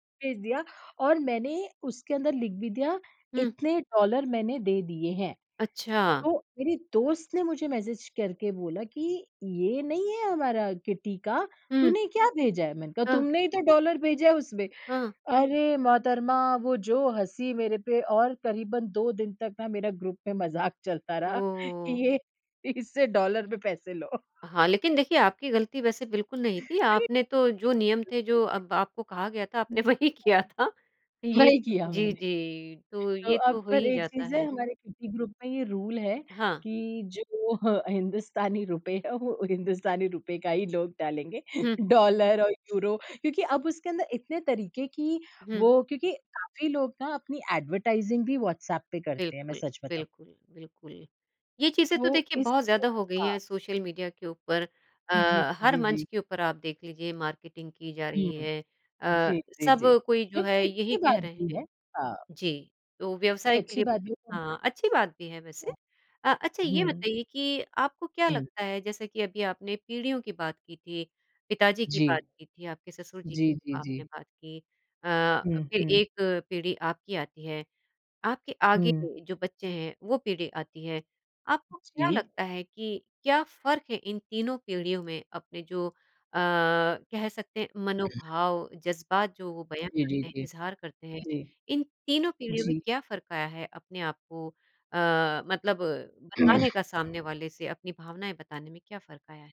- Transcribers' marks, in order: in English: "ग्रुप"; laughing while speaking: "में मजाक चलता रहा कि ये इससे डॉलर में पैसे लो"; surprised: "ओह!"; unintelligible speech; unintelligible speech; laughing while speaking: "वही किया मैंने"; laughing while speaking: "आपने वही किया था"; in English: "ग्रुप"; in English: "रूल"; laughing while speaking: "जो अ, हिंदुस्तानी रुपए है … डॉलर और यूरो"; in English: "एडवरटाइजिंग"; in English: "मार्केटिंग"; throat clearing; throat clearing
- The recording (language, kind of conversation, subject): Hindi, podcast, इमोजी या व्यंग्य के इस्तेमाल से कब भ्रम पैदा होता है, और ऐसे में आप क्या कहना चाहेंगे?